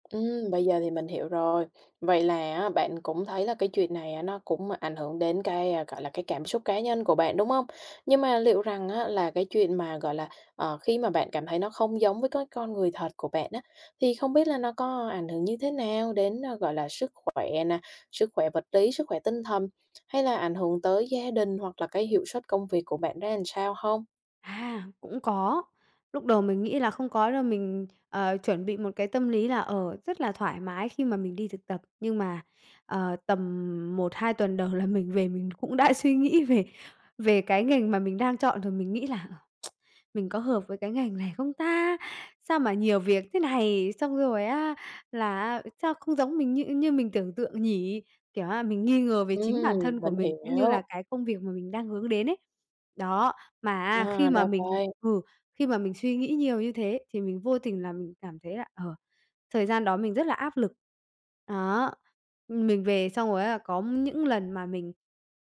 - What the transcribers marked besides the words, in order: tapping; "làm" said as "ừn"; tsk
- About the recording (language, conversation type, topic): Vietnamese, advice, Bạn đang gặp mâu thuẫn như thế nào giữa vai trò công việc và con người thật của mình?
- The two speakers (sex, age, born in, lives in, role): female, 25-29, Vietnam, Germany, advisor; female, 45-49, Vietnam, Vietnam, user